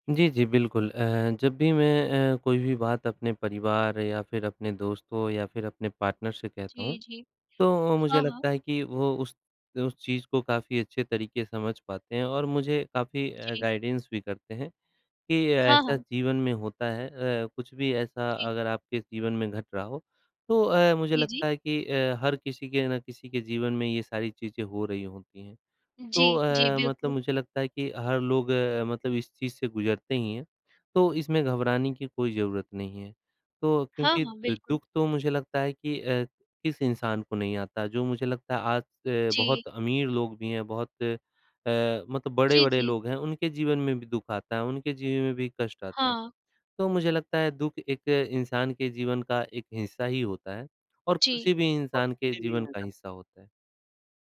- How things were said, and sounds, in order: in English: "पार्टनर"; in English: "गाइडेंस"; tapping; "आज" said as "आत"; other noise
- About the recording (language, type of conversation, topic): Hindi, unstructured, दुख के समय खुद को खुश रखने के आसान तरीके क्या हैं?